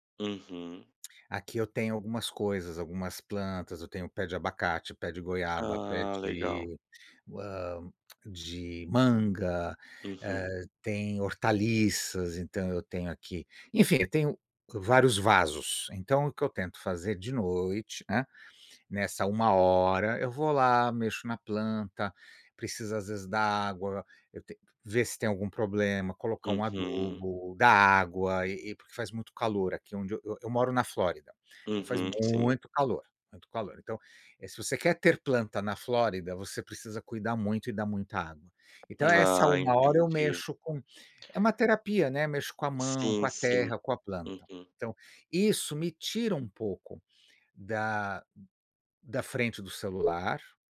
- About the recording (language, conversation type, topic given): Portuguese, unstructured, Qual é o seu ambiente ideal para recarregar as energias?
- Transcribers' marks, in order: tapping; tongue click; other background noise